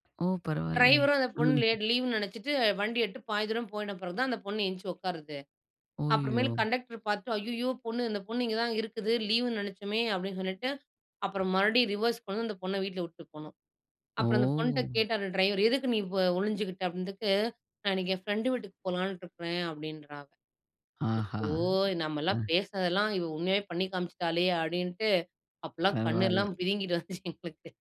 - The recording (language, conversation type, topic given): Tamil, podcast, உங்கள் பள்ளிக்காலத்தில் இன்னும் இனிமையாக நினைவில் நிற்கும் சம்பவம் எது என்று சொல்ல முடியுமா?
- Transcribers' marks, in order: other noise; chuckle; "அய்யோ!" said as "ஒய்யோ!"; in English: "ரிவெர்ஸ்"; drawn out: "ஓ!"; "அப்டினதுக்கு" said as "அப்டிட்டக்கு"; laughing while speaking: "அப்பல்லாம் கண்ணெல்லாம் பிதுங்கிட்டு வந்துச்சு எங்களுக்கு"